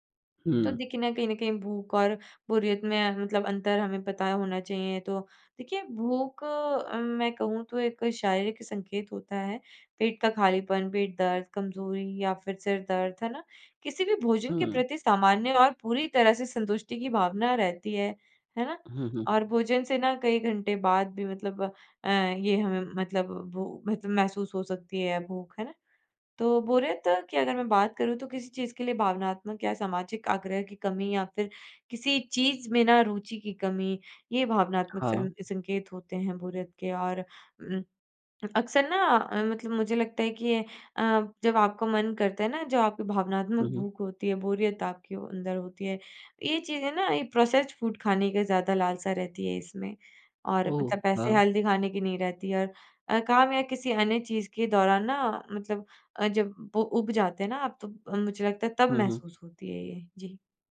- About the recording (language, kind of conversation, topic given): Hindi, podcast, आप असली भूख और बोरियत से होने वाली खाने की इच्छा में कैसे फर्क करते हैं?
- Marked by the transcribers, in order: in English: "प्रोसेस्ड फूड"; in English: "हेल्दी"